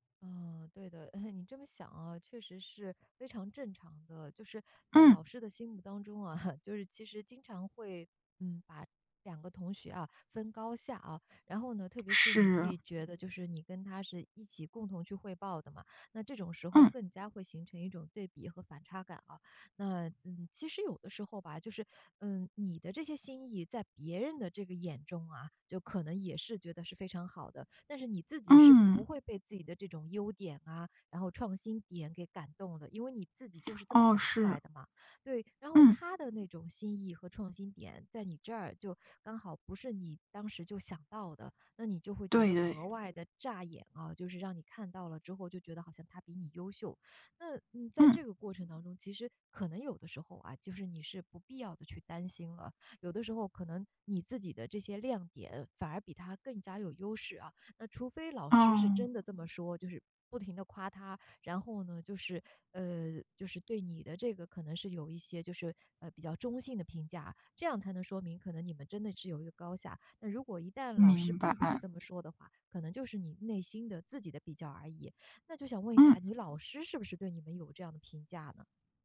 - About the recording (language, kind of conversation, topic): Chinese, advice, 你通常在什么情况下会把自己和别人比较，这种比较又会如何影响你的创作习惯？
- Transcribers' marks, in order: laugh; laughing while speaking: "啊"; other background noise